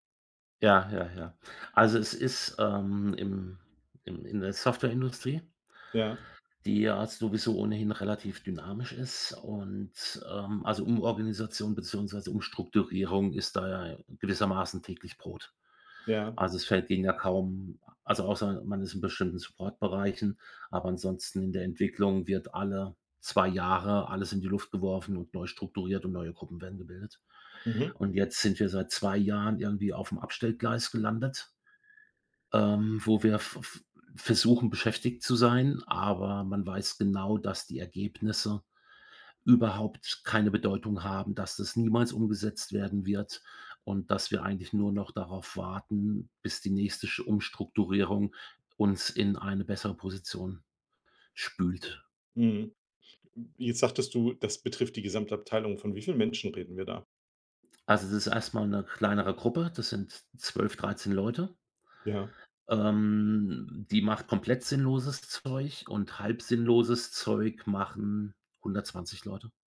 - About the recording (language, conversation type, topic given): German, advice, Warum fühlt sich mein Job trotz guter Bezahlung sinnlos an?
- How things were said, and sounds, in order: none